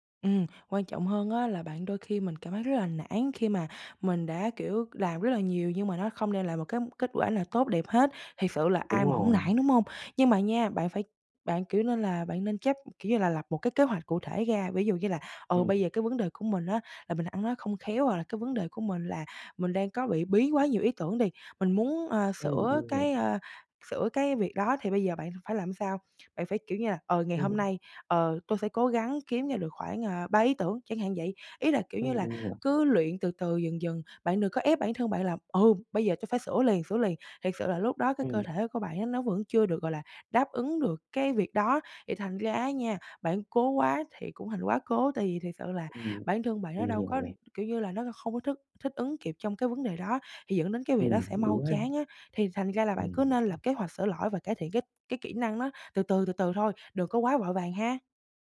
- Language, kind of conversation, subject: Vietnamese, advice, Làm sao tôi có thể học từ những sai lầm trong sự nghiệp để phát triển?
- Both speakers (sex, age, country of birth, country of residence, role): female, 18-19, Vietnam, Vietnam, advisor; male, 18-19, Vietnam, Vietnam, user
- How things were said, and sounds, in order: tapping; other background noise